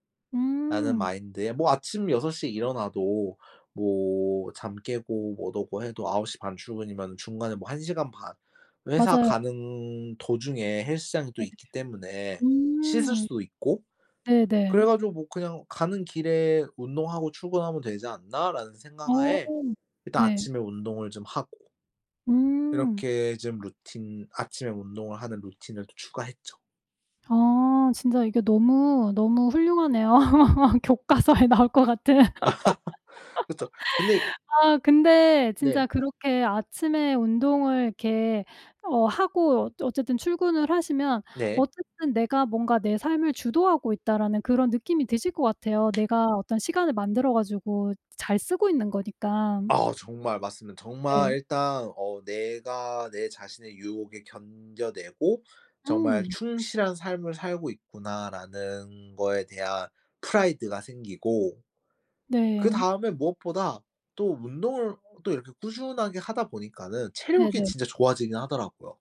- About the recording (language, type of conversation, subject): Korean, podcast, 작은 습관이 삶을 바꾼 적이 있나요?
- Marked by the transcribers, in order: laughing while speaking: "훌륭하네요. 교과서에 나올 것 같은"; laugh; tapping; in English: "pride가"